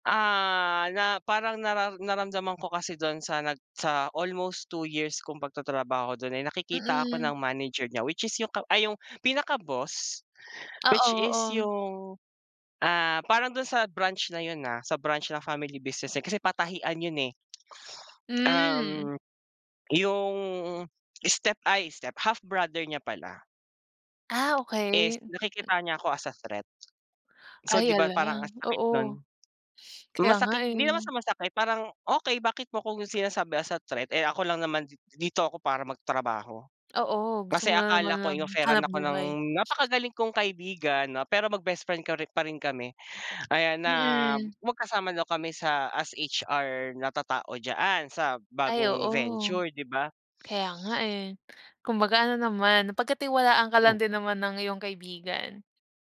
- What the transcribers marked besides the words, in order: tapping; other background noise; tongue click
- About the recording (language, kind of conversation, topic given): Filipino, unstructured, Ano ang masasabi mo tungkol sa mga patakaran sa trabaho na nakakasama sa kalusugan ng isip ng mga empleyado?